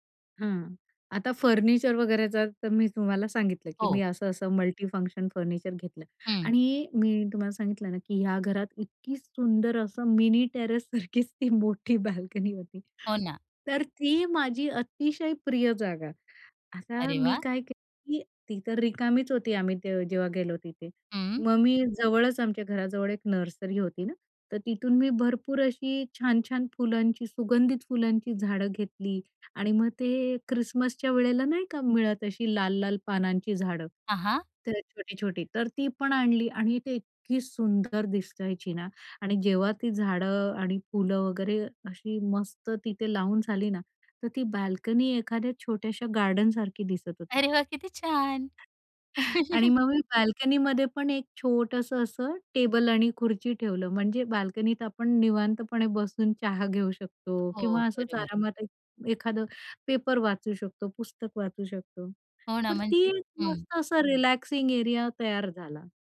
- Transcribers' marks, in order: in English: "मल्टीफंक्शन"; in English: "मिनी टेरेस"; laughing while speaking: "सारखीच ती मोठी बाल्कनी होती"; joyful: "अरे वाह! किती छान"; laughing while speaking: "अरे वाह!"; scoff; laugh; in English: "रिलॅक्सिंग"
- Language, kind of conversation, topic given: Marathi, podcast, लहान घरात तुम्ही घर कसं अधिक आरामदायी करता?